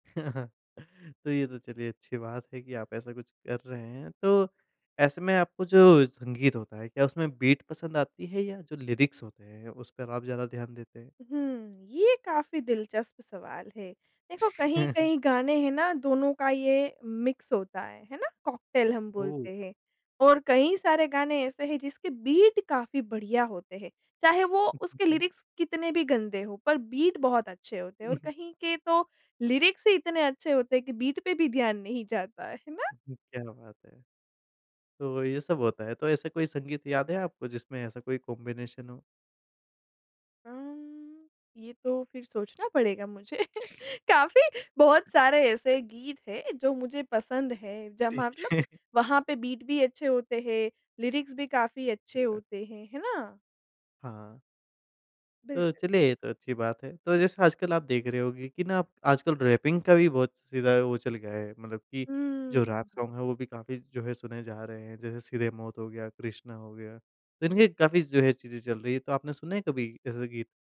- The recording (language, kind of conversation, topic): Hindi, podcast, कौन सा गीत आपको सुकून या सुरक्षा देता है?
- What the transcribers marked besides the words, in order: chuckle; in English: "बीट"; in English: "लिरिक्स"; chuckle; in English: "मिक्स"; in English: "बीट"; in English: "लिरिक्स"; unintelligible speech; in English: "बीट"; chuckle; in English: "लिरिक्स"; in English: "बीट"; in English: "कॉम्बिनेशन"; chuckle; other background noise; tapping; in English: "बीट"; laughing while speaking: "ठीक है"; in English: "लिरिक्स"; unintelligible speech; in English: "सॉन्ग"